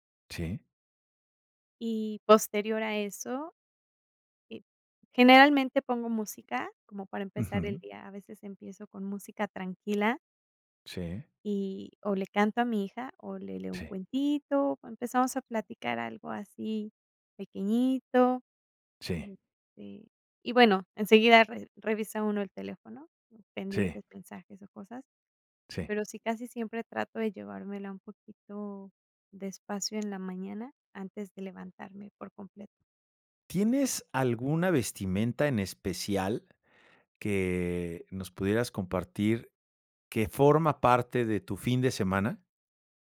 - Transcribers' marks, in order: none
- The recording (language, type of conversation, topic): Spanish, podcast, ¿Cómo sería tu día perfecto en casa durante un fin de semana?